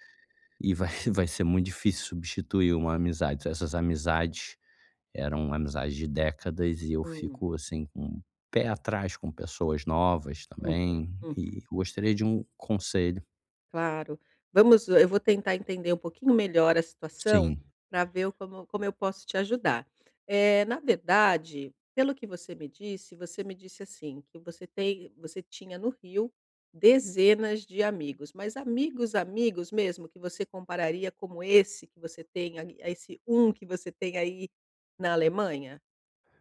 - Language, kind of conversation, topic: Portuguese, advice, Como fazer novas amizades com uma rotina muito ocupada?
- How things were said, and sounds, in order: none